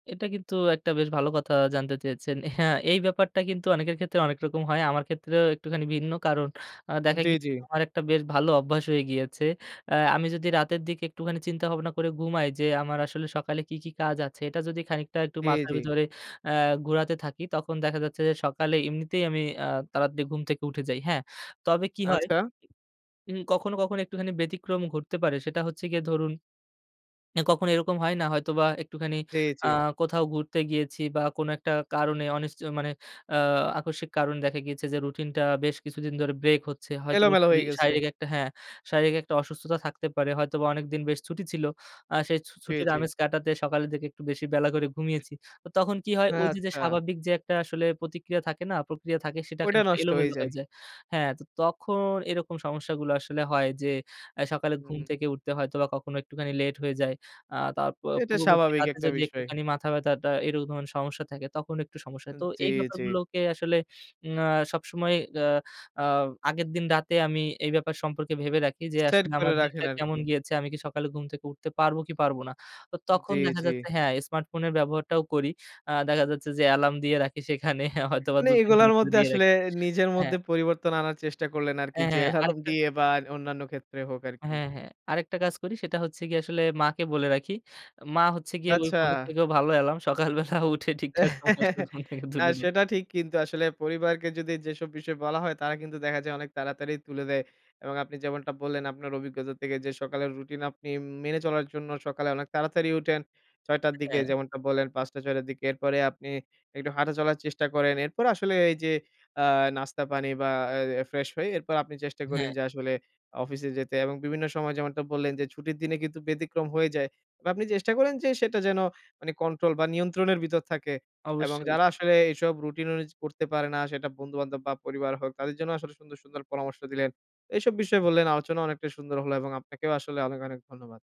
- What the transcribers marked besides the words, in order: other background noise; laughing while speaking: "সেখানে হয়তোবা"; other noise; laughing while speaking: "এলার্ম"; laughing while speaking: "সকালবেলা উঠে ঠিকঠাক সময় আসলে ঘুম থেকে তুলে দেয়"; chuckle
- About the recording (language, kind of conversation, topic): Bengali, podcast, আপনার সকালের রুটিনটা কেমন থাকে, একটু বলবেন?